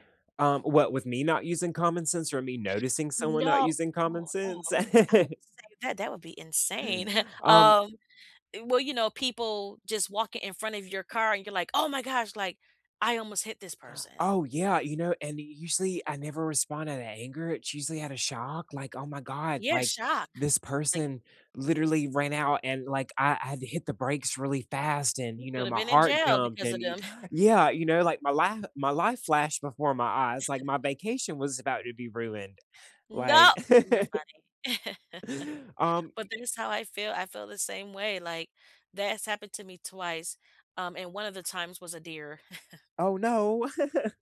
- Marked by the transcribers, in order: laugh; chuckle; chuckle; chuckle; laugh; gasp; chuckle; chuckle
- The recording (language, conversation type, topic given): English, unstructured, What annoys you most about crowded tourist spots?
- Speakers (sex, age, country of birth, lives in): female, 35-39, United States, United States; male, 35-39, United States, United States